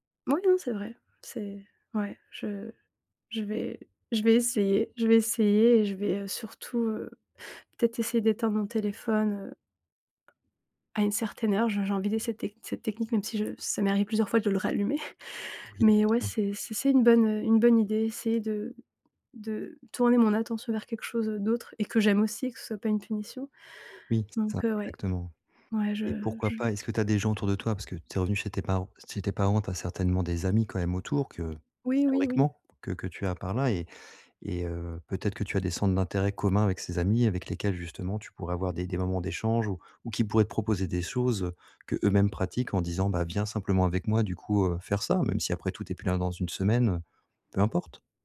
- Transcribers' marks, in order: chuckle; tapping
- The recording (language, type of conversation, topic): French, advice, Comment puis-je sortir de l’ennui et réduire le temps que je passe sur mon téléphone ?
- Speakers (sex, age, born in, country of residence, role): female, 30-34, France, France, user; male, 40-44, France, France, advisor